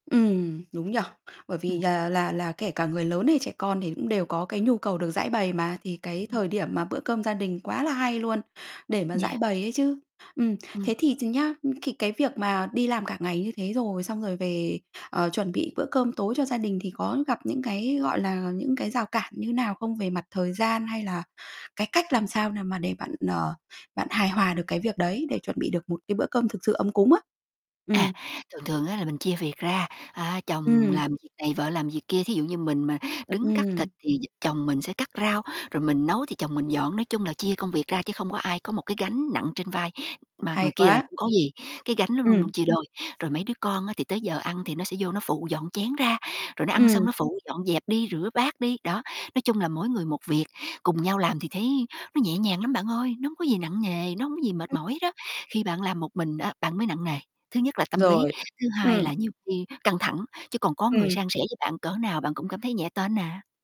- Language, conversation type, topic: Vietnamese, podcast, Bạn nghĩ thế nào về chia sẻ bữa ăn chung để gắn kết mọi người?
- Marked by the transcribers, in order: static; distorted speech; other background noise; tapping